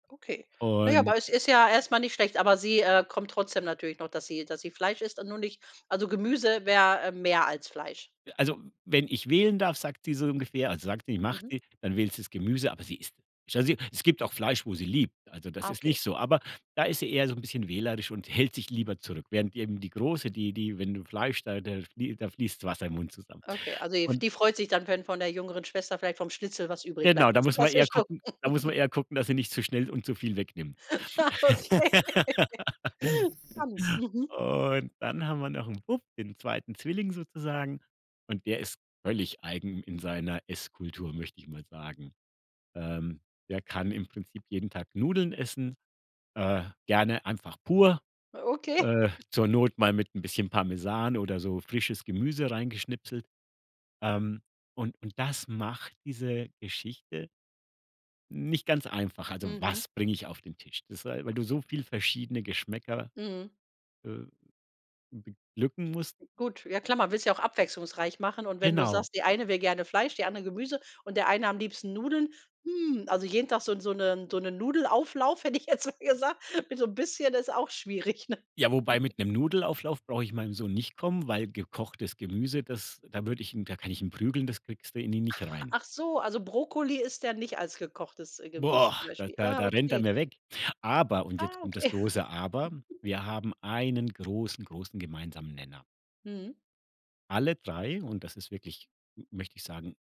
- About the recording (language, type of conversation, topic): German, podcast, Wie entscheidest du zwischen saisonaler Ware und Importen?
- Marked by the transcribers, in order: unintelligible speech; laughing while speaking: "klassisch so"; chuckle; laughing while speaking: "Ah, okay"; laugh; other background noise; drawn out: "Und"; chuckle; stressed: "was"; drawn out: "hm"; laughing while speaking: "hätte ich jetzt mal gesagt, mit so bisschen ist auch schwierig, ne?"; laugh; other noise; stressed: "Boah"; stressed: "Aber"; giggle; tapping